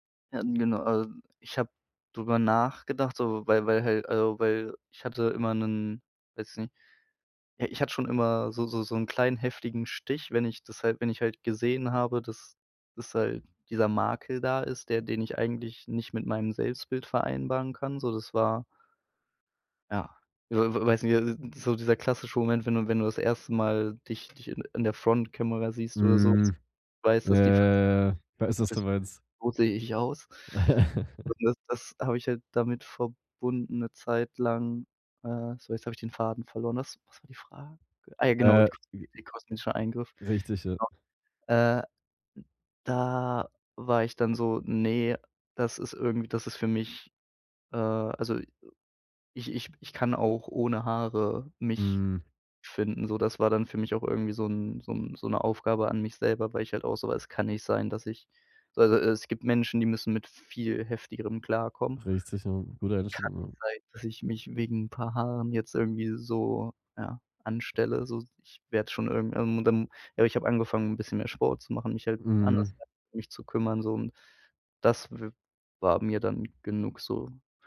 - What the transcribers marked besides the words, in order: other background noise; unintelligible speech; chuckle; unintelligible speech; unintelligible speech
- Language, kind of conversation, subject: German, podcast, Was war dein mutigster Stilwechsel und warum?
- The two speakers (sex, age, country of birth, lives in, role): male, 25-29, Germany, Germany, guest; male, 25-29, Germany, Germany, host